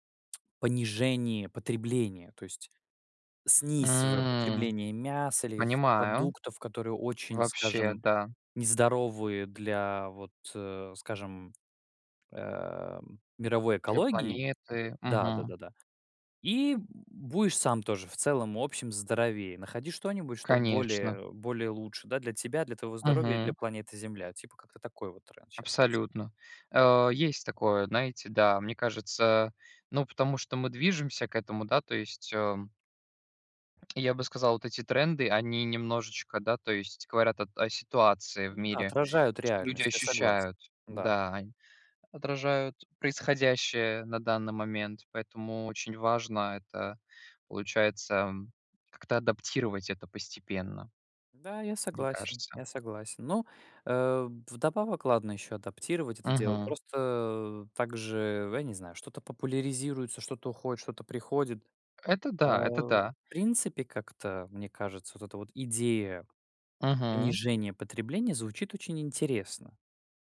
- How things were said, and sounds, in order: tapping; unintelligible speech
- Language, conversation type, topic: Russian, unstructured, Почему многие считают, что вегетарианство навязывается обществу?